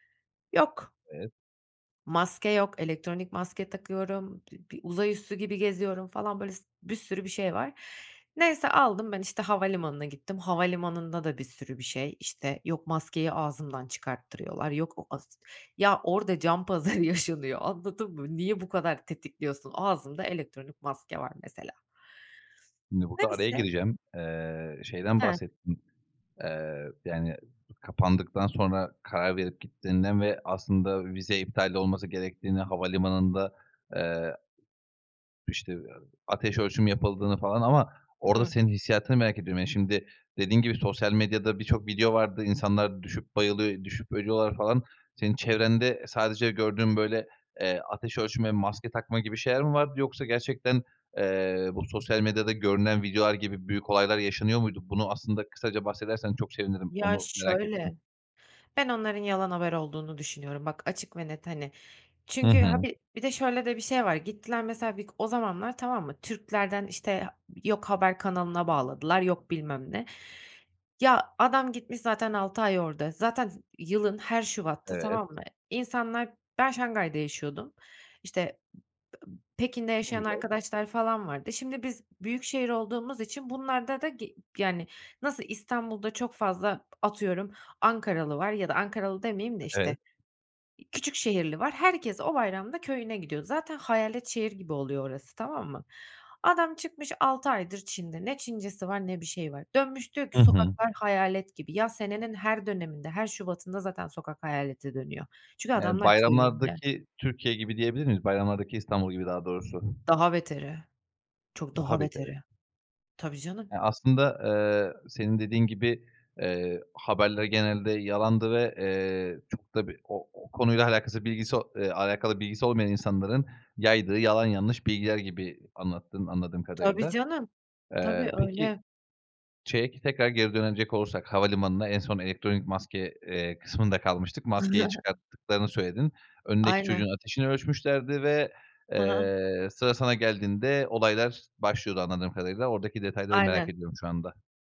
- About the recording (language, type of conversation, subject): Turkish, podcast, Uçağı kaçırdığın bir anın var mı?
- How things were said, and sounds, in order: laughing while speaking: "pazarı yaşanıyor"; other background noise; tapping; unintelligible speech; "şeye" said as "çeye"; chuckle